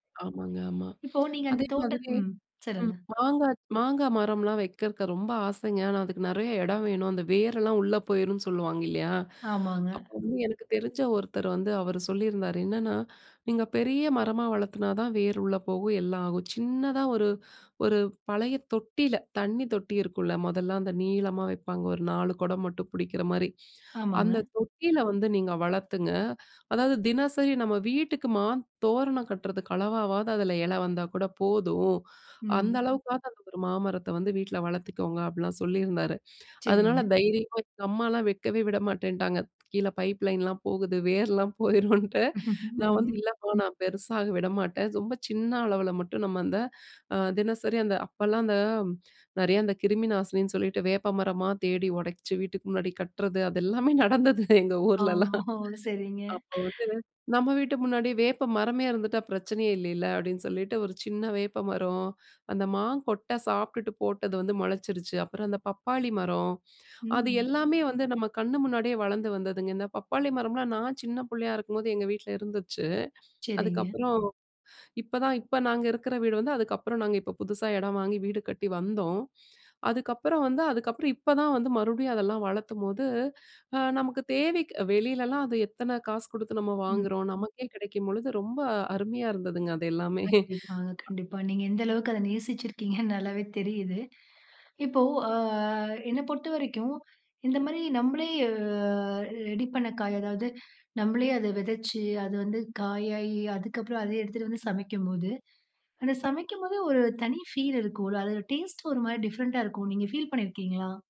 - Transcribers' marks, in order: "வளர்த்தா" said as "வளர்த்துனா"; "வளருங்க" said as "வளர்த்துங்க"; chuckle; laugh; laughing while speaking: "அது எல்லாமே நடந்தது எங்க ஊரிலலாம்"; breath; "வளர்க்கும்போது" said as "வளர்த்தும்போது"; snort
- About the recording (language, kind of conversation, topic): Tamil, podcast, சிறிய உணவுத் தோட்டம் நமது வாழ்க்கையை எப்படிப் மாற்றும்?